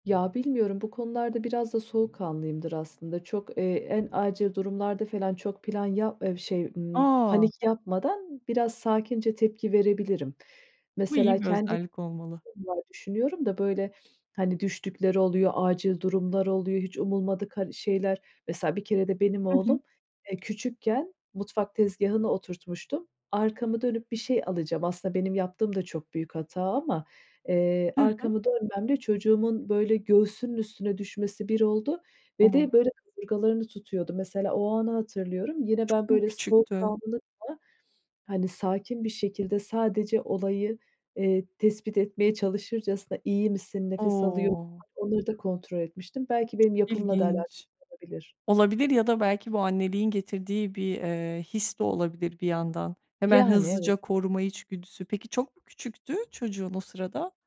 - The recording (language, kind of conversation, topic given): Turkish, podcast, Komşuluk ilişkileri kültürünüzde nasıl bir yer tutuyor?
- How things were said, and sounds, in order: unintelligible speech; other background noise; tapping